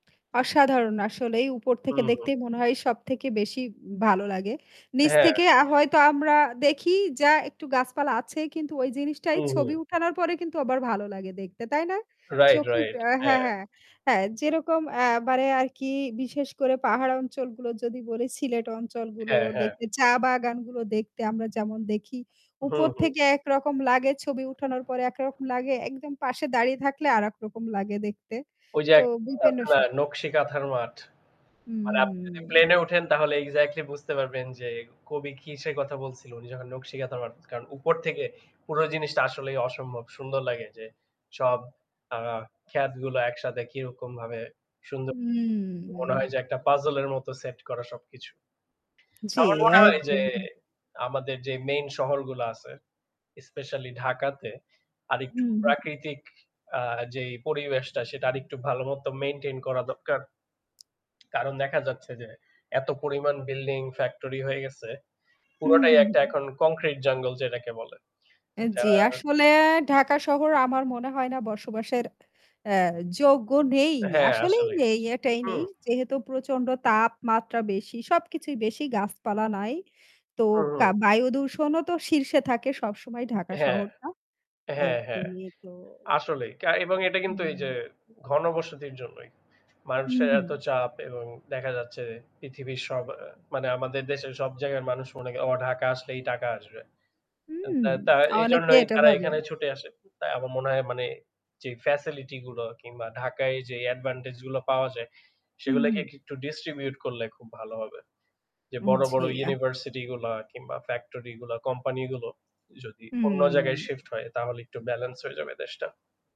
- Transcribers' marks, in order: tapping; static; other background noise; unintelligible speech; unintelligible speech; drawn out: "উম"; "ক্ষেতগুলো" said as "খ্যাতগুলো"; drawn out: "উম"; distorted speech; in English: "পাজল"; horn; in English: "ফ্যাসিলিটি"; in English: "অ্যাডভান্টেজ"; in English: "ডিস্ট্রিবিউট"
- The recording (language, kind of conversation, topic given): Bengali, unstructured, আপনি কি প্রাকৃতিক পরিবেশে সময় কাটাতে বেশি পছন্দ করেন?